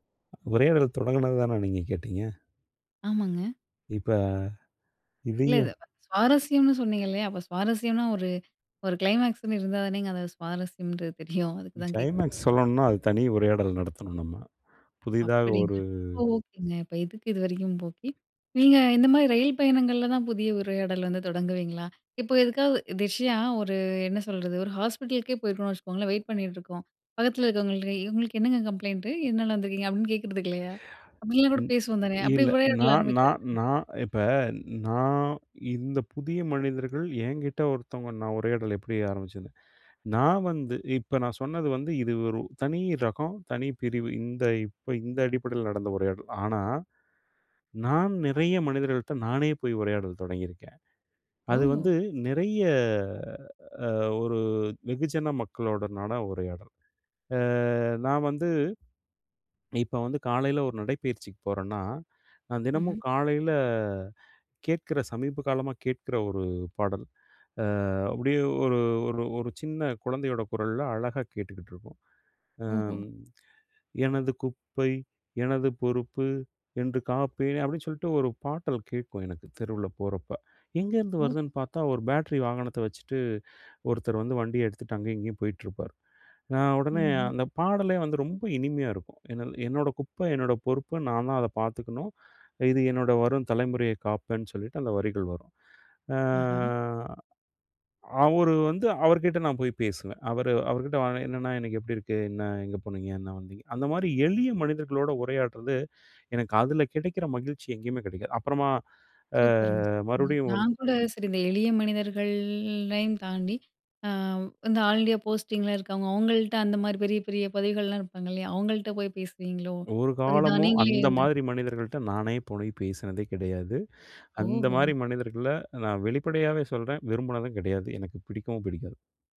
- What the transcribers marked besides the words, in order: breath; swallow; drawn out: "அ"; drawn out: "மனிதர்கள்லையும்"; other noise
- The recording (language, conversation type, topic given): Tamil, podcast, புதிய மனிதர்களுடன் உரையாடலை எவ்வாறு தொடங்குவீர்கள்?